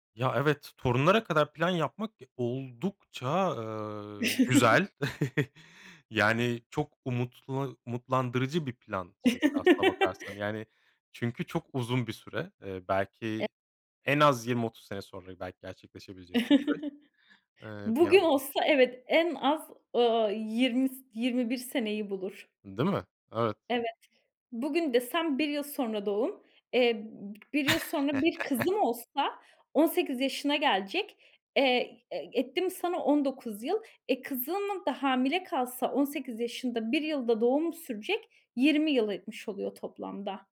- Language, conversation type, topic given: Turkish, podcast, Kendine şefkat göstermeyi nasıl öğreniyorsun?
- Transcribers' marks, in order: chuckle; chuckle; chuckle; chuckle